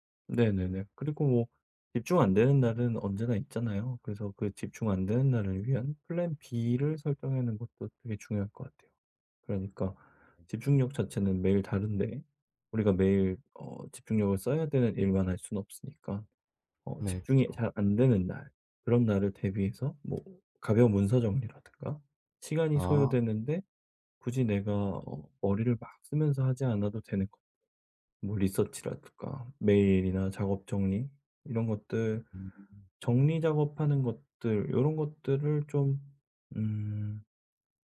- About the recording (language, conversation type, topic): Korean, advice, 산만함을 줄이고 집중할 수 있는 환경을 어떻게 만들 수 있을까요?
- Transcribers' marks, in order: other background noise; tapping